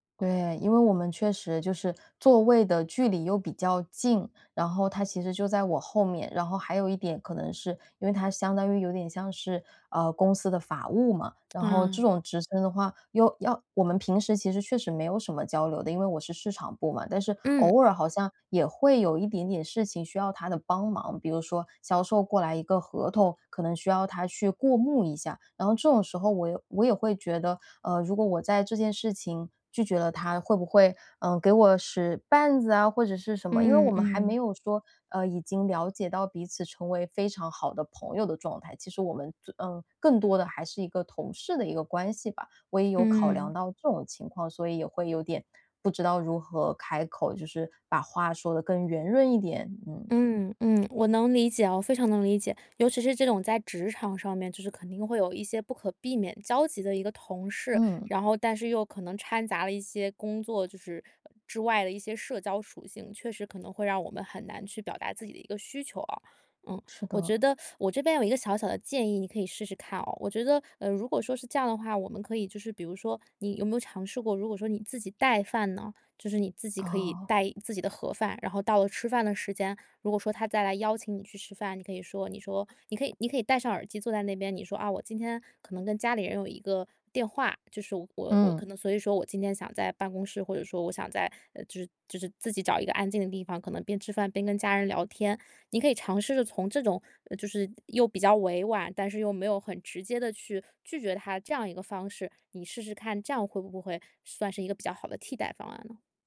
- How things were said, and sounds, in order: other background noise; teeth sucking
- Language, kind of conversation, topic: Chinese, advice, 如何在不伤害感情的情况下对朋友说不？